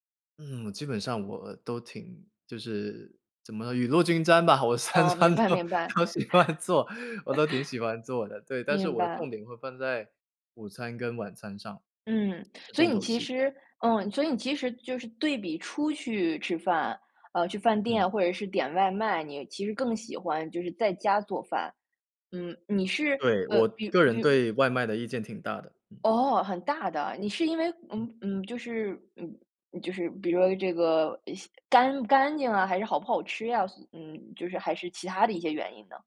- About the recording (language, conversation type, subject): Chinese, podcast, 有哪些小习惯能帮助你坚持下去？
- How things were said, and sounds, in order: laughing while speaking: "我三 餐都 都喜欢做，我都挺喜欢做的。对"; chuckle